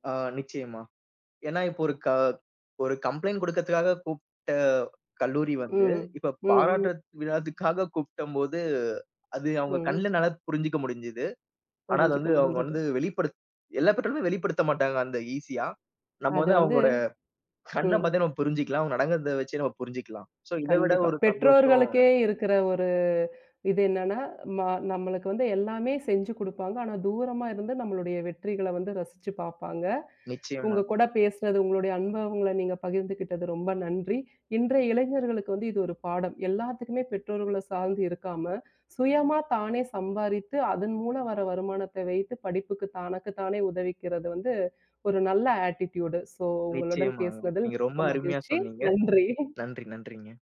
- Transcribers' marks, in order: in English: "கம்ப்ளைண்ட்"; "கூப்புட" said as "கூப்ட"; "விழக்காகக்" said as "ழத்துக்காக"; laughing while speaking: "கண்ணப் பாத்தே"; in English: "ஸோ"; other background noise; in English: "ஆட்டிட்யூடு. ஸோ"; other noise; laughing while speaking: "நன்றி"
- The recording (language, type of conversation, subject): Tamil, podcast, மிகக் கடினமான ஒரு தோல்வியிலிருந்து மீண்டு முன்னேற நீங்கள் எப்படி கற்றுக்கொள்கிறீர்கள்?